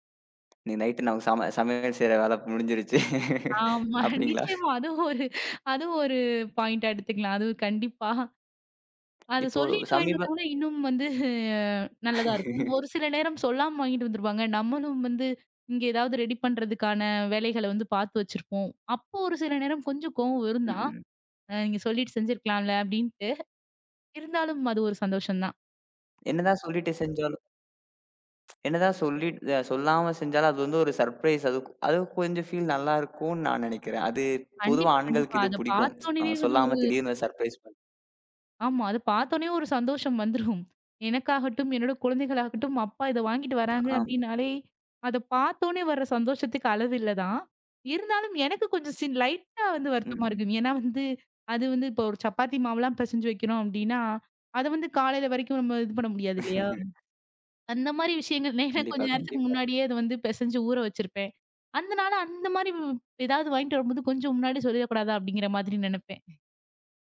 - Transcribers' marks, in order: other noise; in English: "நைட்"; chuckle; laugh; laughing while speaking: "அப்படீங்களா?"; in English: "பாய்ண்ட்டா"; laughing while speaking: "வந்து"; laugh; in English: "ரெடி"; in English: "ஸர்ப்ரைஸ்"; in English: "ஃபீல்"; tsk; in English: "ஸர்ப்ரைஸ்"; chuckle; in English: "லைட்டா"; laugh; chuckle
- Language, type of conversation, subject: Tamil, podcast, அழுத்தமான நேரத்தில் உங்களுக்கு ஆறுதலாக இருந்த உணவு எது?